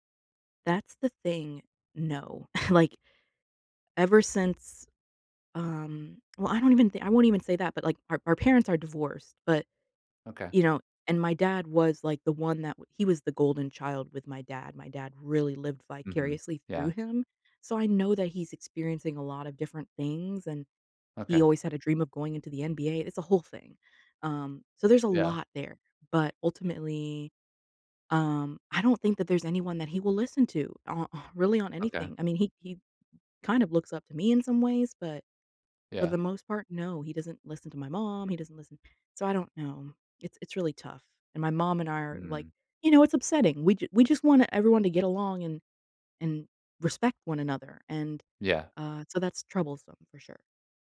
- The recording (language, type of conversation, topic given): English, advice, How can I address ongoing tension with a close family member?
- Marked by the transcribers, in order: chuckle; tapping; exhale